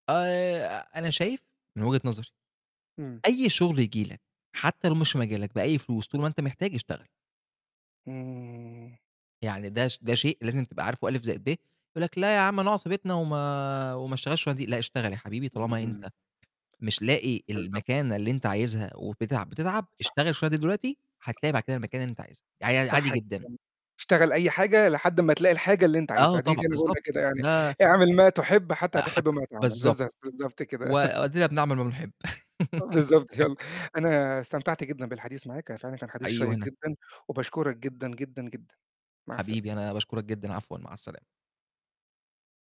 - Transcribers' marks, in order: static; tapping; laugh; other noise; laughing while speaking: "بالضبط يالّا"; laugh
- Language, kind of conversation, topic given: Arabic, podcast, احكيلي عن تجربة فشلت فيها واتعلمت منها؟